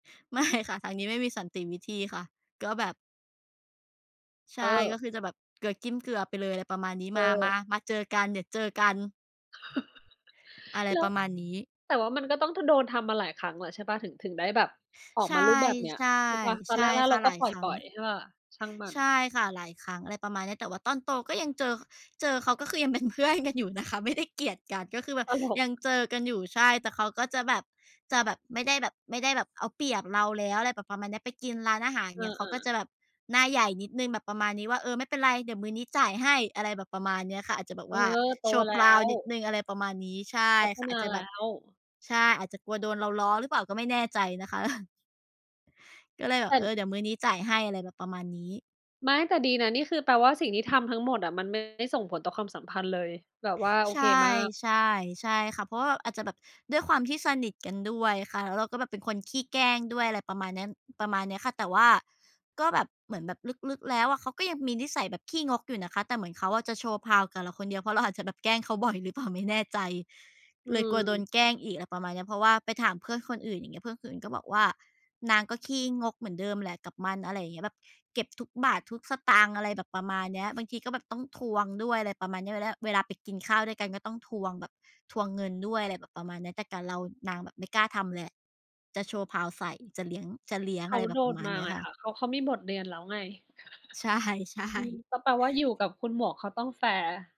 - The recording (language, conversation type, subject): Thai, unstructured, คุณจะทำอย่างไรถ้าเพื่อนกินอาหารของคุณโดยไม่ขอก่อน?
- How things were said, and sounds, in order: laughing while speaking: "ไม่ค่ะ"; chuckle; laughing while speaking: "ยังเป็นเพื่อนกันอยู่นะคะ ไม่ได้เกลียดกัน"; chuckle; chuckle; laughing while speaking: "ใช่ ใช่"